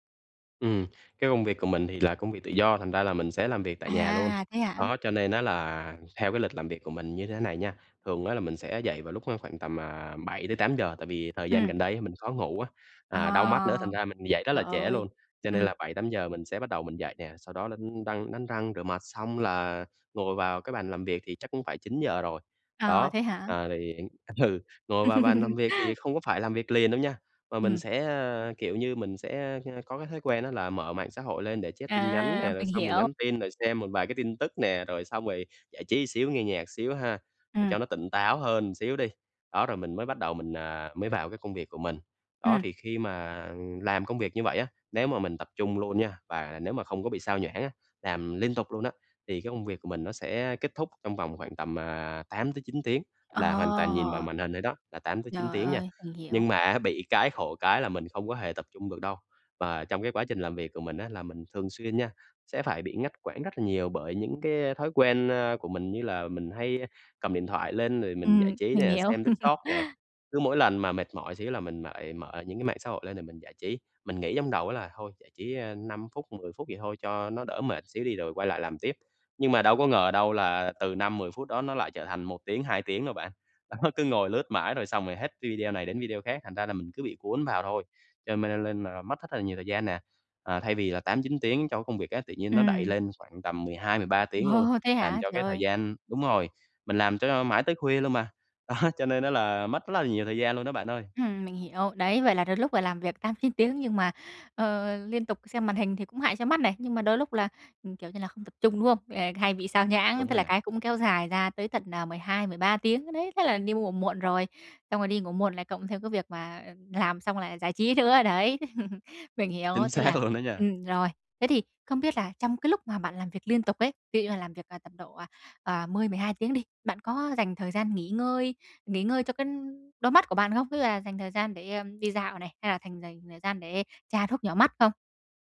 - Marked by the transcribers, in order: laughing while speaking: "ừ"; laugh; tapping; laugh; laughing while speaking: "đó"; laughing while speaking: "đó"; laugh; laughing while speaking: "Chính xác luôn"
- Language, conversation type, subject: Vietnamese, advice, Làm thế nào để kiểm soát thời gian xem màn hình hằng ngày?